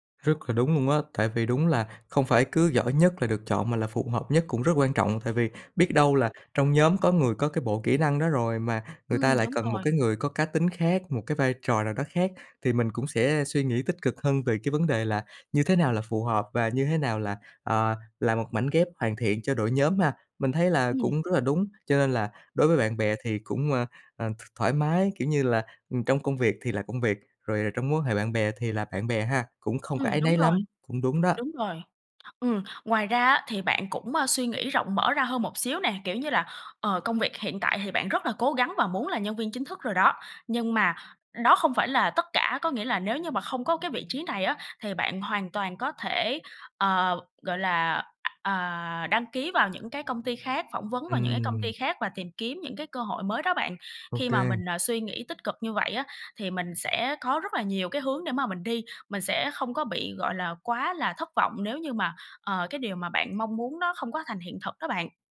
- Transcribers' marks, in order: tapping; other background noise
- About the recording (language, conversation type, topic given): Vietnamese, advice, Bạn nên làm gì để cạnh tranh giành cơ hội thăng chức với đồng nghiệp một cách chuyên nghiệp?